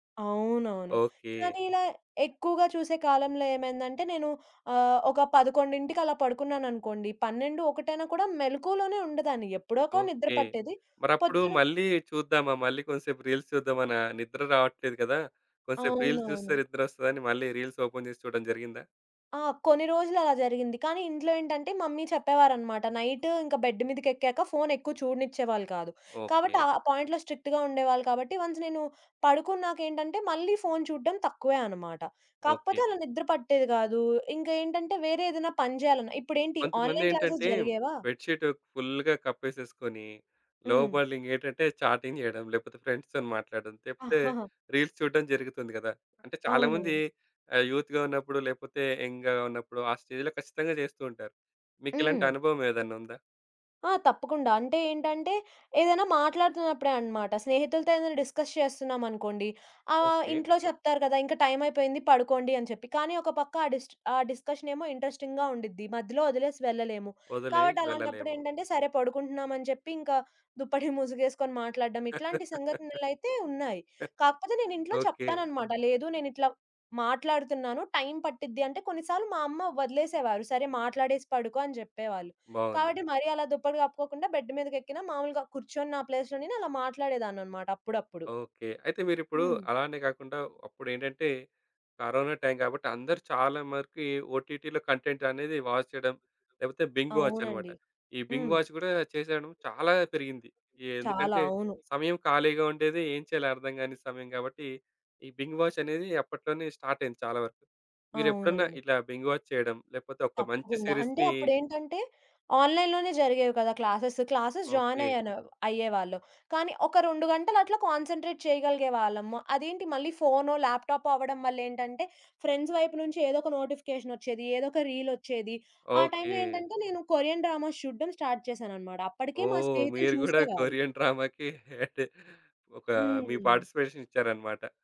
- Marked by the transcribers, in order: in English: "రీల్స్"; in English: "రీల్స్"; in English: "రీల్స్ ఓపెన్"; in English: "మమ్మీ"; in English: "నైట్"; in English: "బెడ్"; in English: "పాయింట్లో స్ట్రిక్ట్‌గా"; in English: "వన్స్"; in English: "ఆన్‌లైన్ క్లాసెస్"; in English: "బెడ్ షీట్ ఫుల్‌గా"; in English: "లోబాలింగ్"; in English: "చాటింగ్"; in English: "ఫ్రెండ్స్‌తోని"; in English: "రీల్స్"; in English: "యూత్‌గా"; in English: "యంగ్‌గా"; in English: "స్టేజ్‌లో"; in English: "డిస్‌కస్"; in English: "ఇంట్రెస్టింగ్‌గా"; laugh; other background noise; in English: "బెడ్"; in English: "ప్లేస్‌లో"; in English: "కంటెంట్"; in English: "వాచ్"; in English: "బింగ్ వాచ్"; background speech; in English: "స్టార్ట్"; in English: "బింగ్ వాచ్"; in English: "సీరీస్‌ని"; in English: "ఆన్‌లైన్‌లోనే"; in English: "క్లాసెస్ క్లాసెస్ జాయిన్"; in English: "కాన్సంట్రేట్"; in English: "ఫ్రెండ్స్"; in English: "రీల్"; in English: "డ్రామాస్"; in English: "స్టార్ట్"; giggle; in English: "డ్రామకి"; in English: "పార్టిసిపేషన్"
- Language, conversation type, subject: Telugu, podcast, మీరు ఎప్పుడు ఆన్‌లైన్ నుంచి విరామం తీసుకోవాల్సిందేనని అనుకుంటారు?